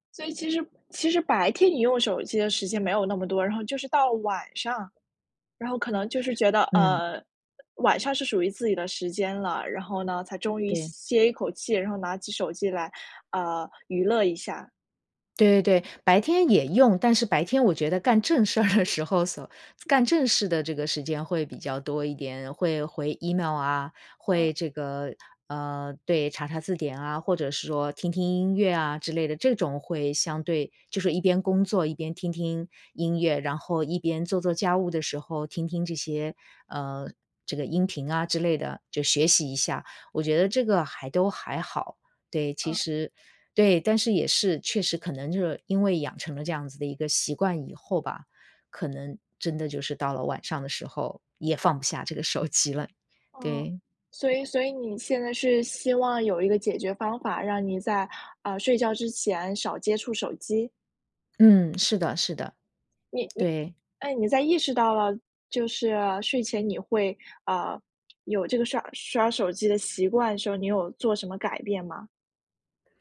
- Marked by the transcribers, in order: other background noise; tapping; laughing while speaking: "事儿"; laughing while speaking: "手机了"
- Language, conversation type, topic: Chinese, advice, 你晚上刷手机导致睡眠不足的情况是怎样的？